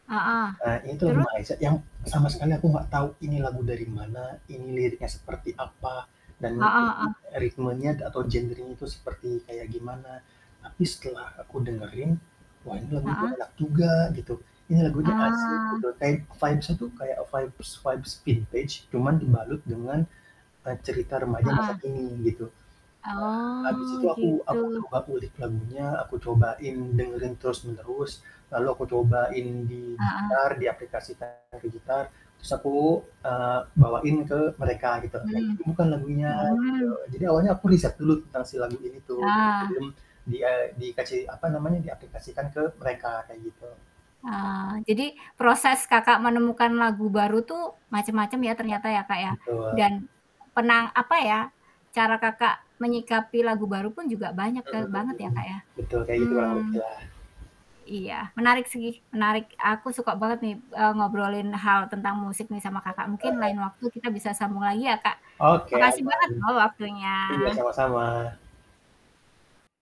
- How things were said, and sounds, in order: mechanical hum; static; other background noise; in English: "vibes-nya"; in English: "vibes vibes vintage"; tapping; distorted speech; unintelligible speech
- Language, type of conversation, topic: Indonesian, podcast, Bagaimana biasanya kamu menemukan lagu baru yang kamu suka?